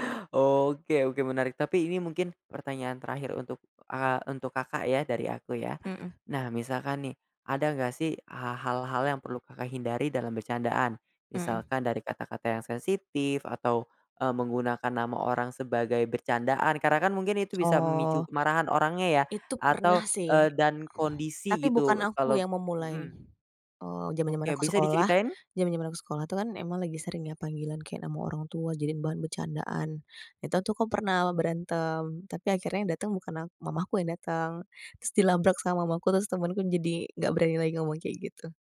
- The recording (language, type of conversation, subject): Indonesian, podcast, Apa kebiasaan lucu antar saudara yang biasanya muncul saat kalian berkumpul?
- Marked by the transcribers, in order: none